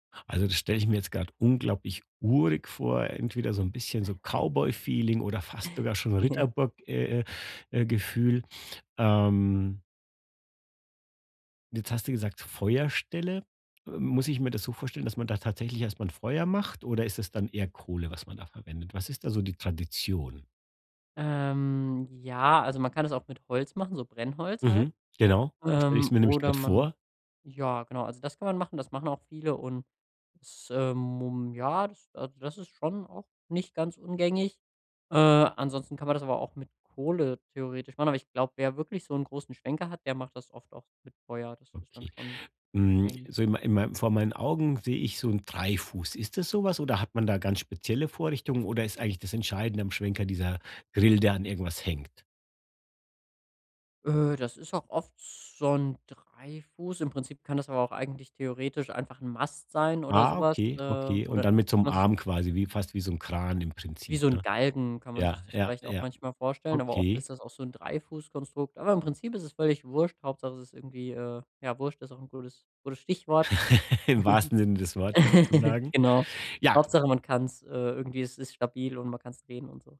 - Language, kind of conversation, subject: German, podcast, Welche Rolle spielt Essen in euren Traditionen?
- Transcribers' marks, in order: chuckle; chuckle; other background noise; drawn out: "Ähm"; chuckle; chuckle